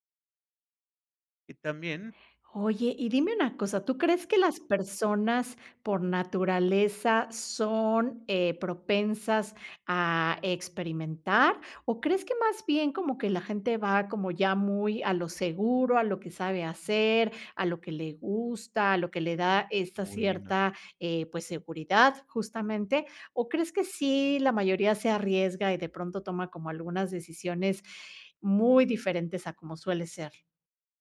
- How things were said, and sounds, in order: none
- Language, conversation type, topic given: Spanish, podcast, ¿Qué técnicas sencillas recomiendas para experimentar hoy mismo?